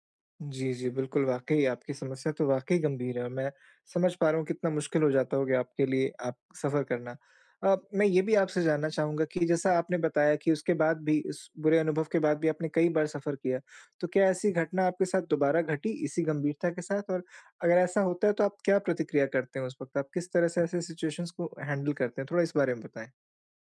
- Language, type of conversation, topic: Hindi, advice, यात्रा के दौरान मैं अपनी सुरक्षा और स्वास्थ्य कैसे सुनिश्चित करूँ?
- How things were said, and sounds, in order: in English: "सिचुएशंस"; in English: "हैंडल"